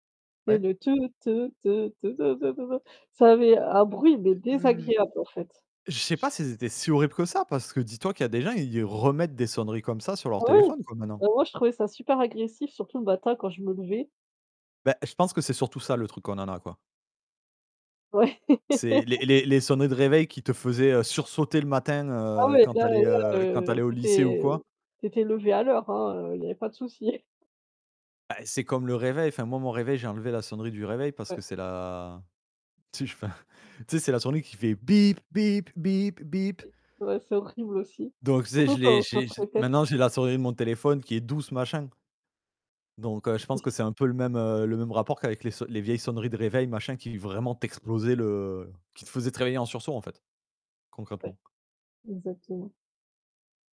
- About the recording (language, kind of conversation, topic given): French, unstructured, Comment la technologie a-t-elle changé notre manière de communiquer ?
- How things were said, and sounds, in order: put-on voice: "te te te te te te te te te"; laughing while speaking: "te te te te te"; other background noise; distorted speech; stressed: "remettent"; laugh; chuckle; drawn out: "la"; laughing while speaking: "tu sais, je enfin"; put-on voice: "bip bip bip bip"; stressed: "bip bip bip bip"; unintelligible speech; tapping